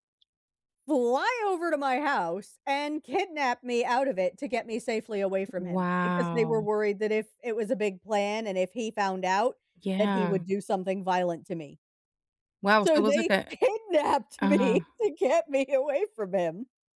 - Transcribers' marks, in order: tapping; drawn out: "Wow"; laughing while speaking: "kidnapped me to get me away from him"
- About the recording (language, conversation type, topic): English, unstructured, What lessons can we learn from past mistakes?